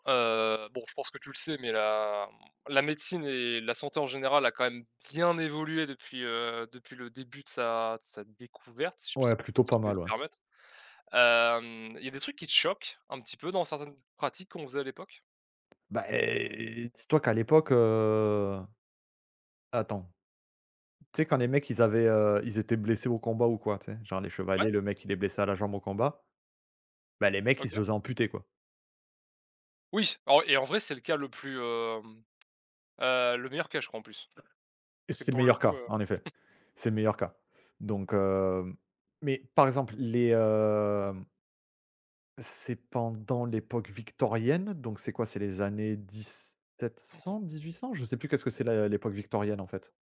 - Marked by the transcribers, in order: stressed: "bien"; other background noise; drawn out: "heu"; chuckle
- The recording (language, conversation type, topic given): French, unstructured, Qu’est-ce qui te choque dans certaines pratiques médicales du passé ?